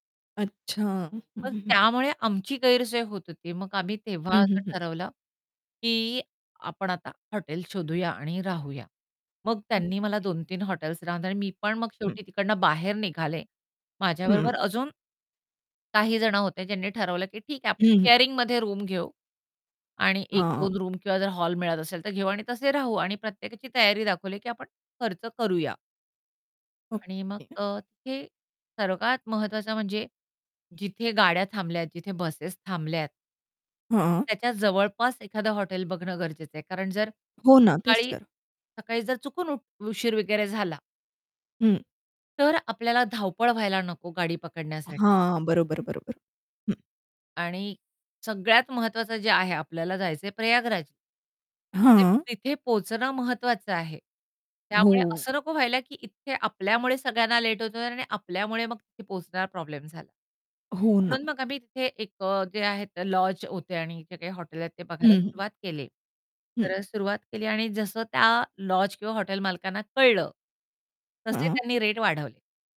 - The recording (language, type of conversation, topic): Marathi, podcast, रात्री एकट्याने राहण्यासाठी ठिकाण कसे निवडता?
- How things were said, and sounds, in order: distorted speech; other background noise; unintelligible speech; "तिकडून" said as "तिकडणं"; in English: "रूम"; in English: "रूम"; static